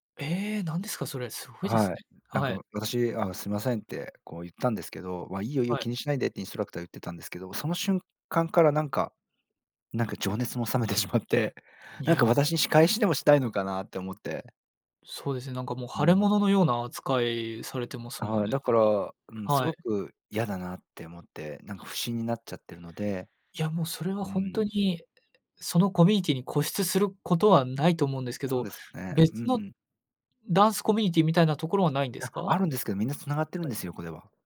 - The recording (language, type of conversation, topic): Japanese, advice, 友情と恋愛を両立させるうえで、どちらを優先すべきか迷ったときはどうすればいいですか？
- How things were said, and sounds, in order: none